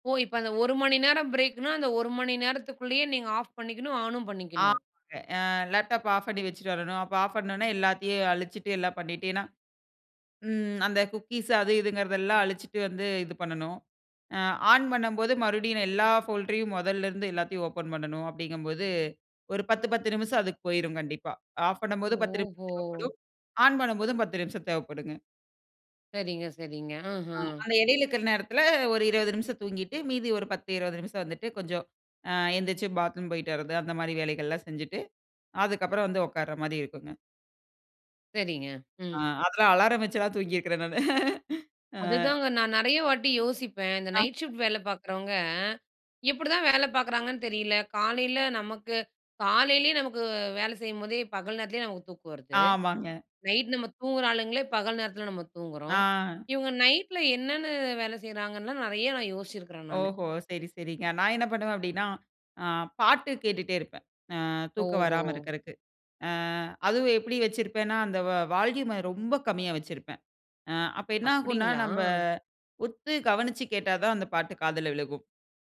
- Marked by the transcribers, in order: in English: "பிரேக்குனா"; other background noise; in English: "லேப்டாப்"; in English: "குக்கீஸ்"; in English: "போல்ட்ரையும்"; drawn out: "ஓஹோ!"; laugh; in English: "வால்யூம்ம"
- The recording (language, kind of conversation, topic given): Tamil, podcast, அடிக்கடி கூடுதல் வேலை நேரம் செய்ய வேண்டிய நிலை வந்தால் நீங்கள் என்ன செய்வீர்கள்?